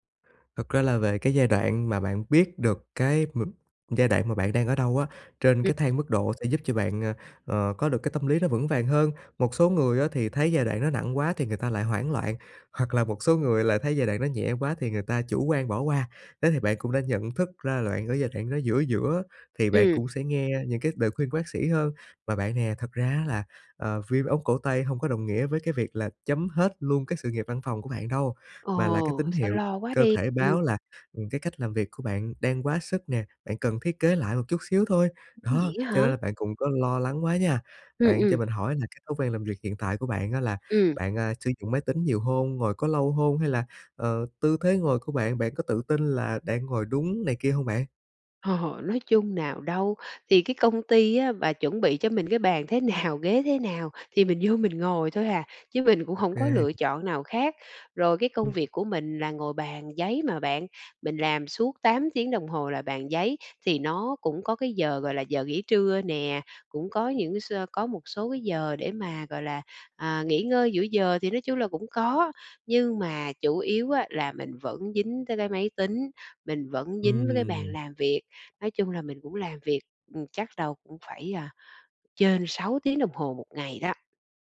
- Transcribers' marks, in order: tapping; other background noise; laughing while speaking: "thế nào"
- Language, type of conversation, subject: Vietnamese, advice, Sau khi nhận chẩn đoán bệnh mới, tôi nên làm gì để bớt lo lắng về sức khỏe và lên kế hoạch cho cuộc sống?